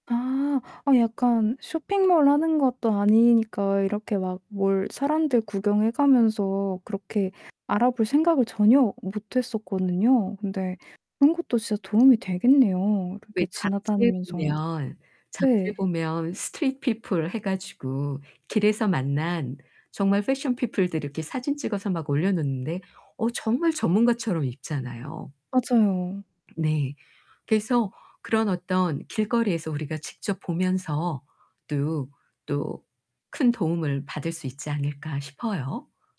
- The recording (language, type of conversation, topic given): Korean, advice, 나에게 어울리는 스타일은 어떻게 찾을 수 있나요?
- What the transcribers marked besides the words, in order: other background noise; distorted speech; put-on voice: "스트리트 피플"; put-on voice: "패션 피플들"